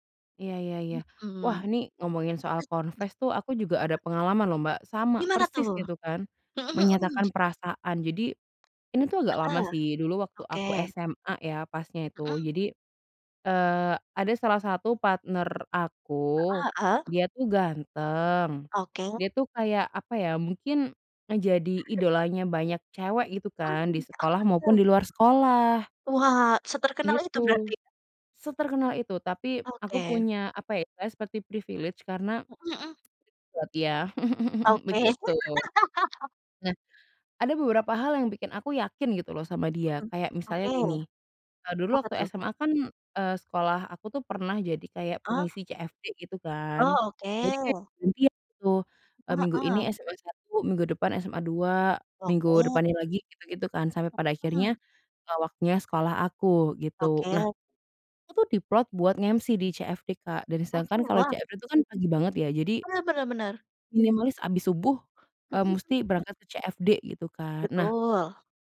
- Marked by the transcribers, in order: in English: "confess"; other noise; tapping; other background noise; in English: "privilege"; chuckle; laugh; in English: "di-plot"
- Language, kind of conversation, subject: Indonesian, unstructured, Pernahkah kamu melakukan sesuatu yang nekat demi cinta?